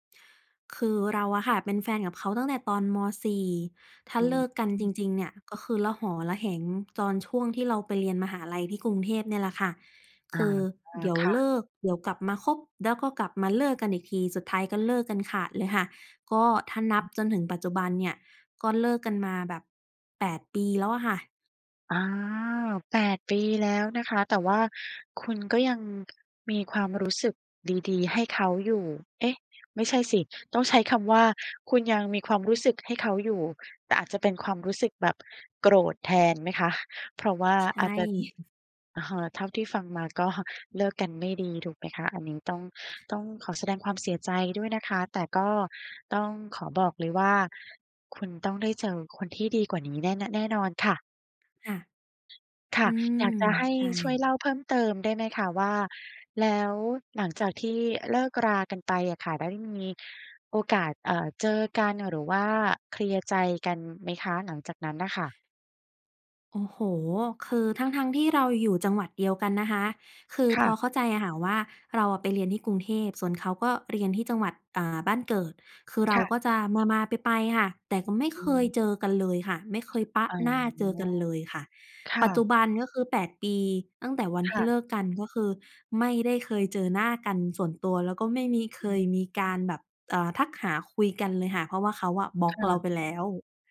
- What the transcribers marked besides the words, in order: "ระหองระแหง" said as "ระหอระแหง"; unintelligible speech; chuckle; laughing while speaking: "ก็"; other background noise
- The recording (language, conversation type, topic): Thai, advice, อยากเป็นเพื่อนกับแฟนเก่า แต่ยังทำใจไม่ได้ ควรทำอย่างไร?